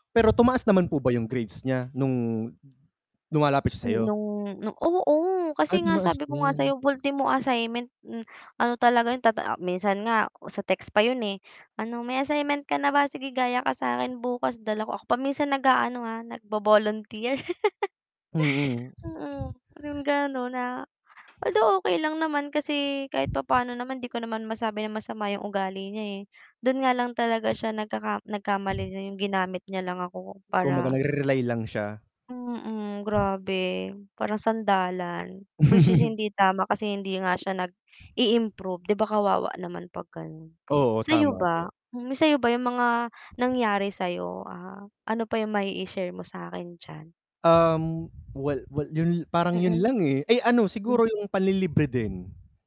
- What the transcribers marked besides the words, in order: static; tapping; chuckle; other background noise; chuckle
- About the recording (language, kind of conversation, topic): Filipino, unstructured, Ano ang gagawin mo kapag nararamdaman mong ginagamit ka lang?